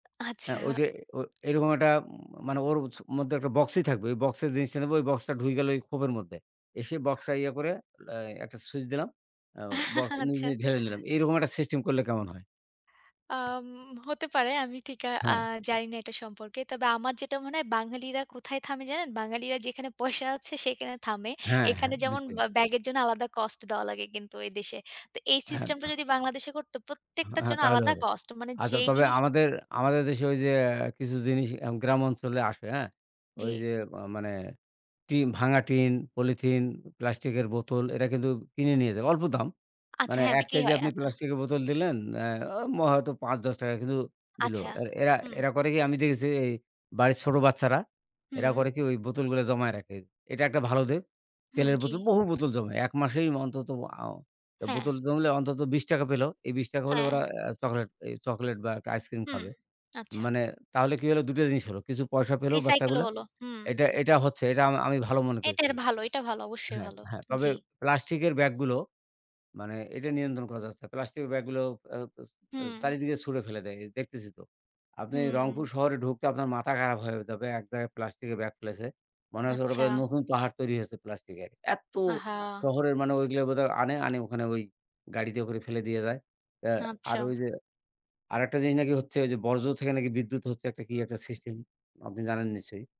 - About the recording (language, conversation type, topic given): Bengali, unstructured, আমাদের পারিপার্শ্বিক পরিবেশ রক্ষায় শিল্পকারখানাগুলোর দায়িত্ব কী?
- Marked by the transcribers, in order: other background noise